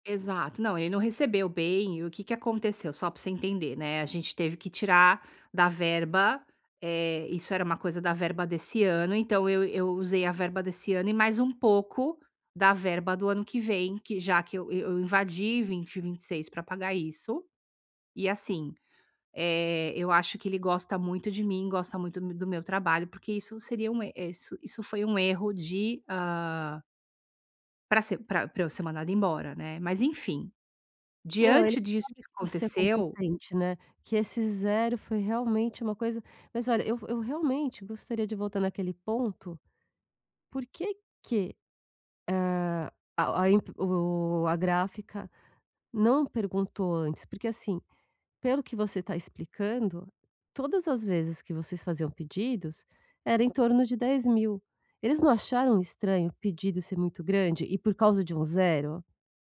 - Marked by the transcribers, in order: none
- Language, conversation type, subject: Portuguese, advice, Como posso recuperar a confiança depois de um erro profissional?